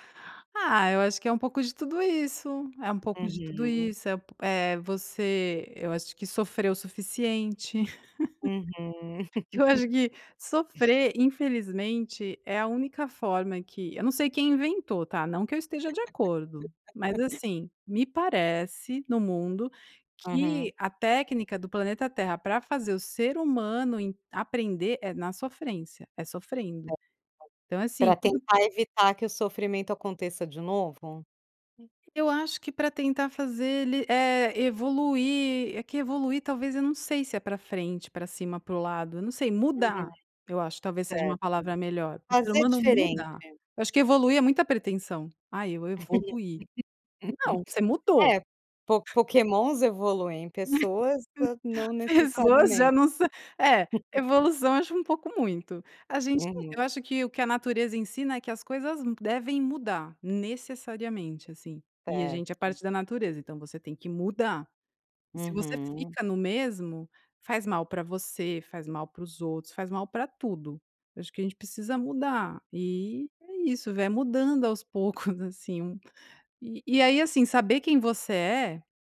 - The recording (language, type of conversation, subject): Portuguese, podcast, Como você lida com dúvidas sobre quem você é?
- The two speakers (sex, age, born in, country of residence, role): female, 45-49, Brazil, Italy, guest; female, 45-49, Brazil, United States, host
- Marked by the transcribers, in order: laugh; laugh; laugh; laugh; laughing while speaking: "Pessoas já não sã"; laugh; chuckle